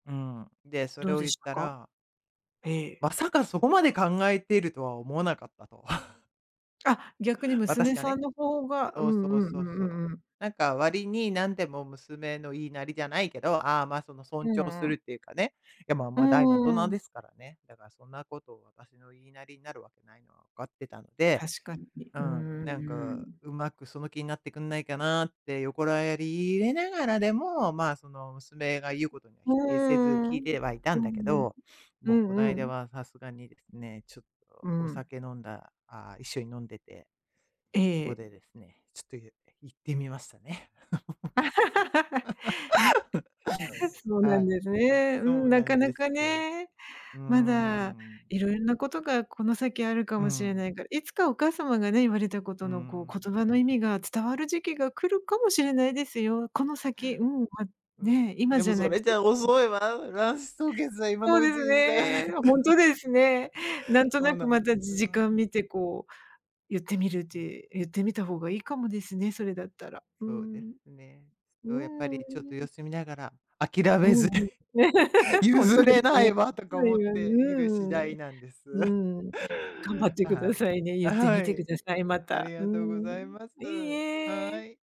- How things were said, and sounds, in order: other noise; "横やり" said as "横らやり"; laugh; laugh; unintelligible speech; laugh; anticipating: "譲れないわ"; unintelligible speech
- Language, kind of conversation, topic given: Japanese, advice, 将来の結婚や子どもに関する価値観の違いで、進路が合わないときはどうすればよいですか？